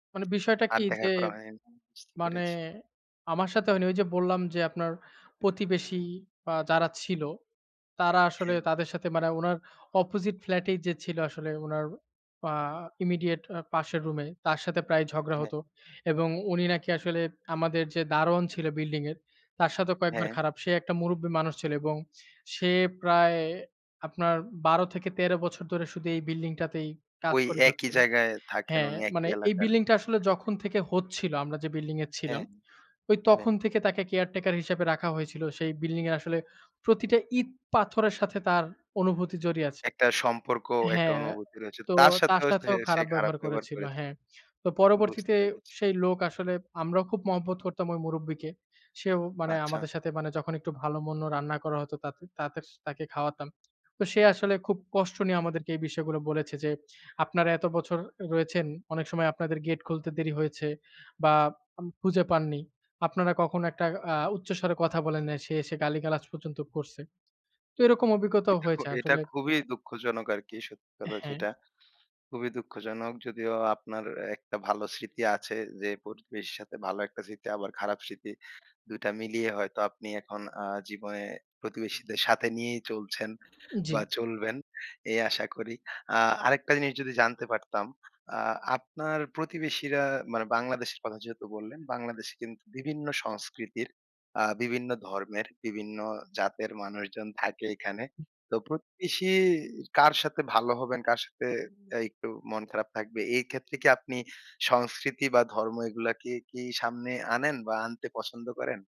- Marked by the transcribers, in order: tapping; unintelligible speech; other background noise; "মন্দ" said as "মোন্ন"
- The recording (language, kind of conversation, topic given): Bengali, podcast, একটা ভালো প্রতিবেশী হওয়া মানে তোমার কাছে কী?